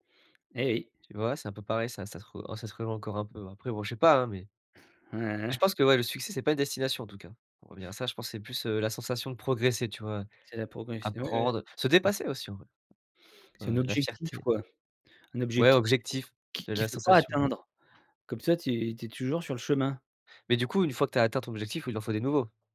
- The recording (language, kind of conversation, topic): French, podcast, Comment définis-tu le succès, pour toi ?
- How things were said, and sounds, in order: tapping; other background noise